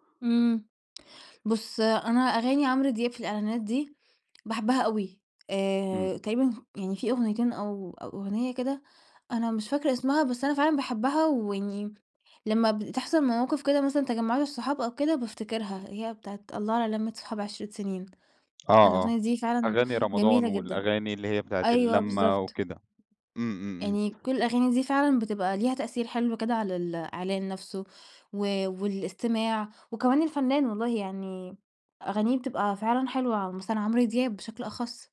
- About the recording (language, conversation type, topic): Arabic, podcast, إزاي بتكتشف موسيقى جديدة عادةً؟
- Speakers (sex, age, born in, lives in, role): female, 20-24, Egypt, Portugal, guest; male, 45-49, Egypt, Egypt, host
- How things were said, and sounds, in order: background speech